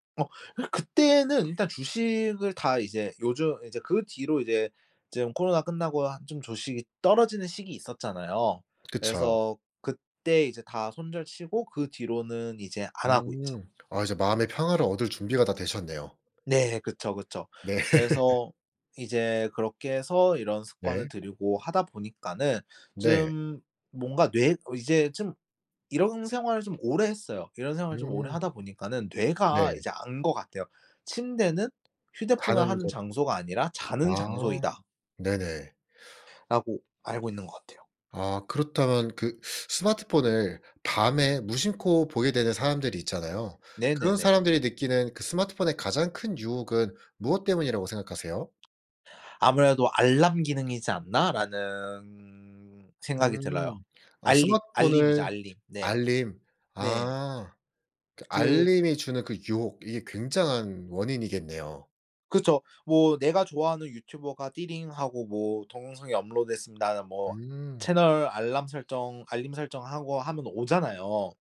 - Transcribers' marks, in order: other background noise; laugh; teeth sucking; drawn out: "라는"; put-on voice: "띠링하고"
- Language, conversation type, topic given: Korean, podcast, 취침 전에 스마트폰 사용을 줄이려면 어떻게 하면 좋을까요?